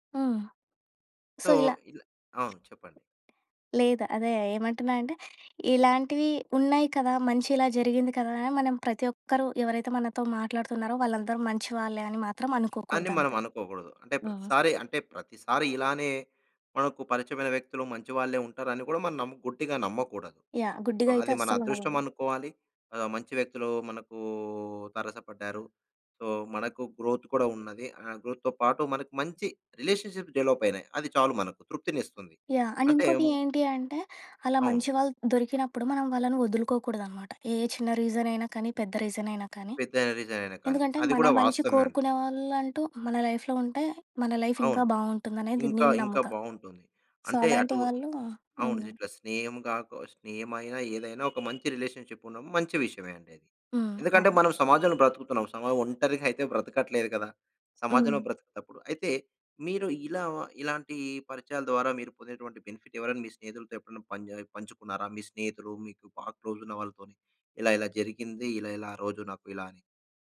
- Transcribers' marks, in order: in English: "సో"; other background noise; in English: "సో"; in English: "సో"; in English: "గ్రోత్"; in English: "గ్రోత్‌తో"; in English: "రిలేషన్‌షిప్ డెవలప్"; in English: "అండ్"; in English: "రీసన్"; in English: "లైఫ్‌లో"; in English: "లైఫ్"; in English: "సో"; horn; in English: "రిలేషన్‌షిప్"; in English: "బెనిఫిట్"; in English: "క్లోజ్"
- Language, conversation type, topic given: Telugu, podcast, పరాయి వ్యక్తి చేసిన చిన్న సహాయం మీపై ఎలాంటి ప్రభావం చూపిందో చెప్పగలరా?